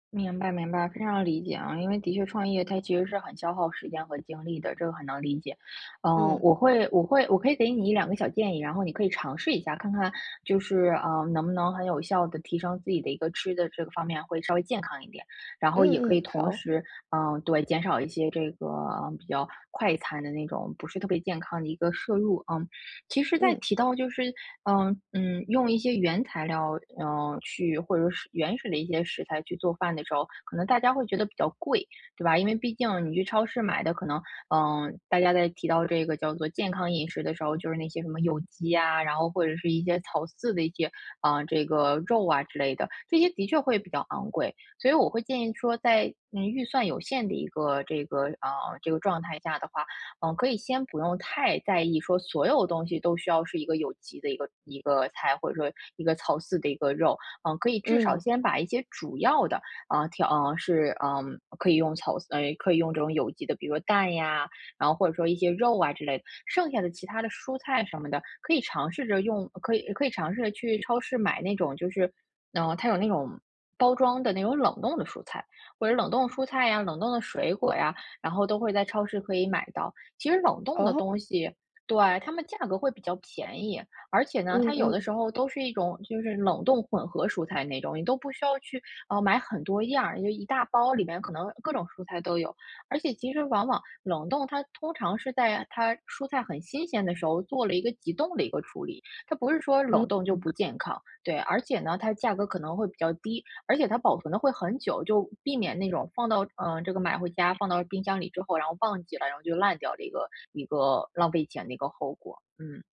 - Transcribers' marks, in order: other background noise
- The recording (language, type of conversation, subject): Chinese, advice, 我怎样在预算有限的情况下吃得更健康？